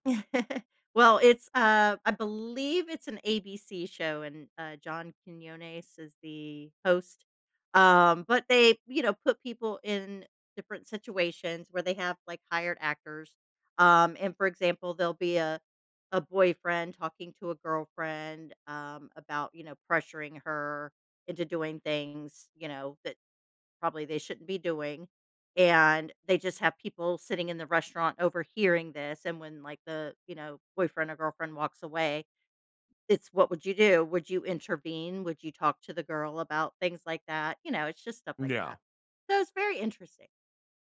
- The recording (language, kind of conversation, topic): English, unstructured, What does honesty mean to you in everyday life?
- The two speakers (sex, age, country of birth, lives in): female, 50-54, United States, United States; male, 35-39, United States, United States
- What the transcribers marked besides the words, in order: chuckle; "there'll" said as "thell"